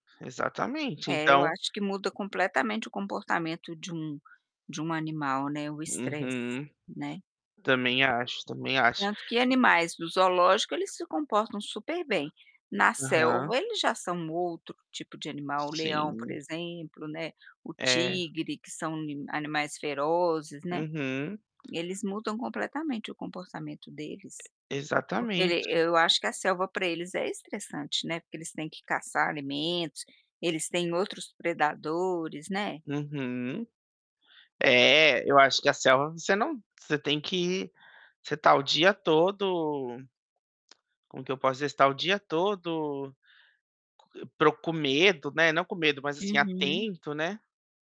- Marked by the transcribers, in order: other background noise; tapping; static
- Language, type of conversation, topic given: Portuguese, unstructured, Quais são os efeitos da exposição a ambientes estressantes na saúde emocional dos animais?